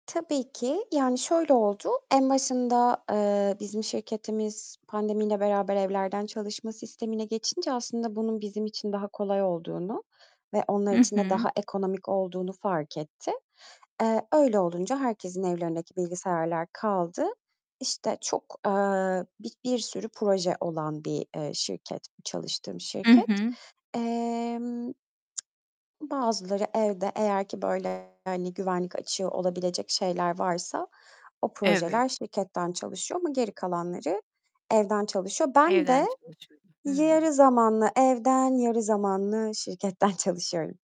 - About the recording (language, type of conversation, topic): Turkish, podcast, Uzaktan çalışma deneyimin nasıldı?
- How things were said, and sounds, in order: static; other background noise; mechanical hum; lip smack; distorted speech